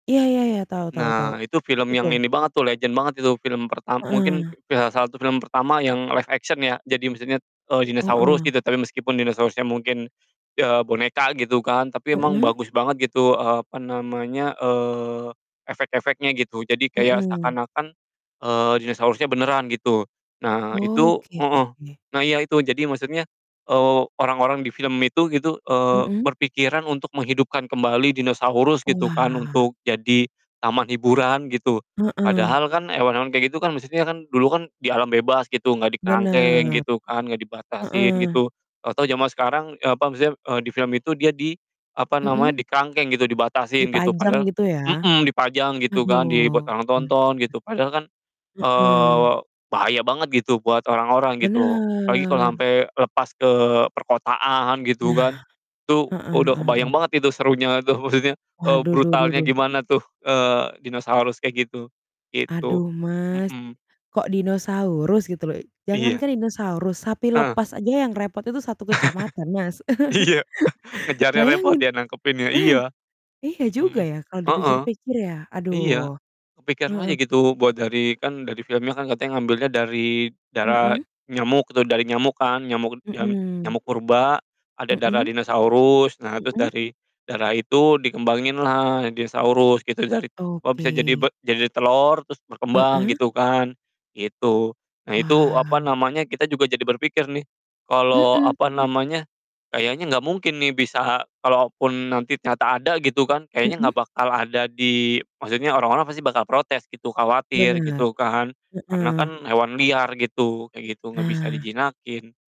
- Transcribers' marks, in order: in English: "legend"; static; in English: "live action"; distorted speech; tapping; drawn out: "Benar"; laughing while speaking: "maksudnya"; chuckle; laughing while speaking: "Iya"; chuckle
- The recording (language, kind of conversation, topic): Indonesian, unstructured, Menurutmu, mengapa dinosaurus bisa punah?